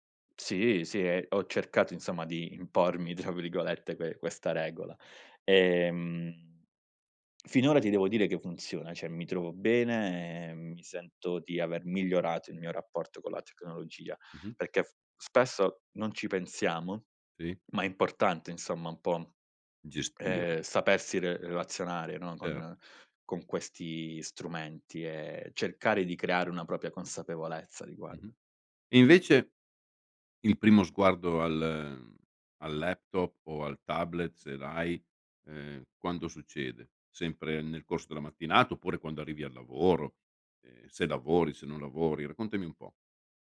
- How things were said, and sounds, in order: laughing while speaking: "tra"; tapping; "cioè" said as "ceh"; "propria" said as "propia"
- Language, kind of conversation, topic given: Italian, podcast, Quali abitudini aiutano a restare concentrati quando si usano molti dispositivi?